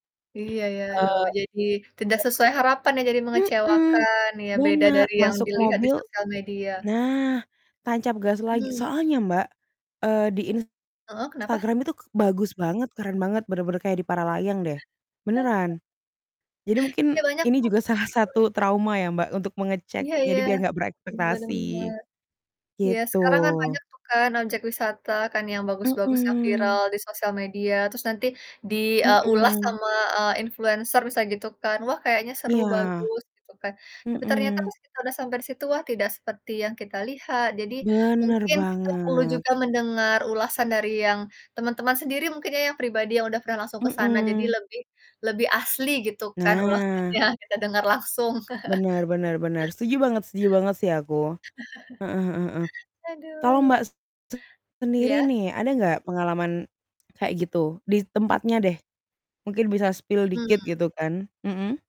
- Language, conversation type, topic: Indonesian, unstructured, Apa yang biasanya membuat pengalaman bepergian terasa mengecewakan?
- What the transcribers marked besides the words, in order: static; distorted speech; chuckle; laughing while speaking: "salah"; laughing while speaking: "ulasannya"; chuckle; chuckle; in English: "spill"